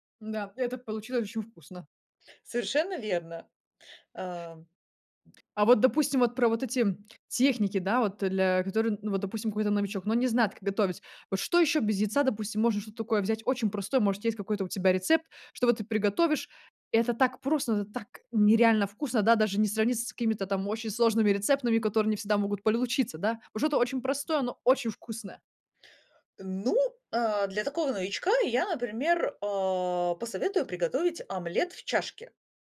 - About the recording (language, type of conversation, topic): Russian, podcast, Какие базовые кулинарные техники должен знать каждый?
- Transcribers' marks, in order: tapping; other background noise; "получиться" said as "польлучится"